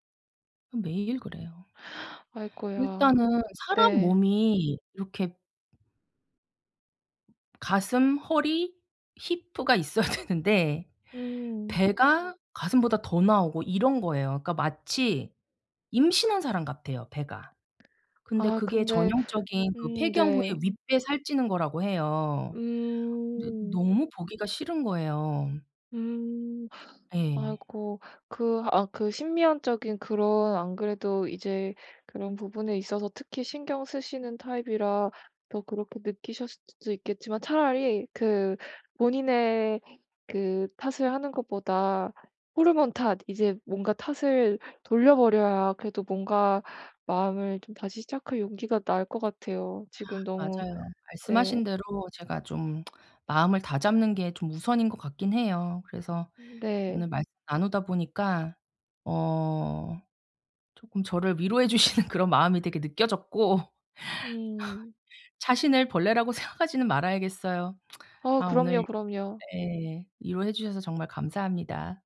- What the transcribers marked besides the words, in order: inhale; tapping; laughing while speaking: "있어야"; other background noise; tsk; laughing while speaking: "주시는"; laugh
- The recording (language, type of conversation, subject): Korean, advice, 엄격한 다이어트 후 요요가 왔을 때 자책을 줄이려면 어떻게 해야 하나요?